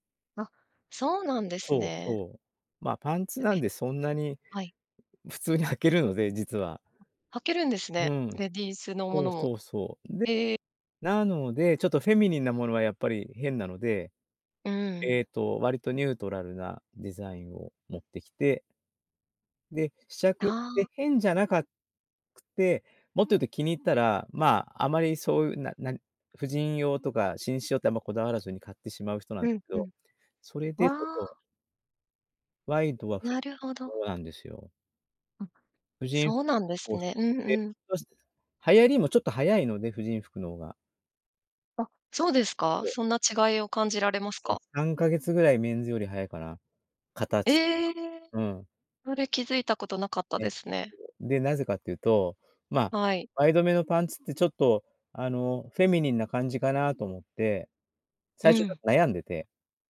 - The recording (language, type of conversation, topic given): Japanese, podcast, 今の服の好みはどうやって決まった？
- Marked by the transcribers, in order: unintelligible speech; unintelligible speech; surprised: "ええ！"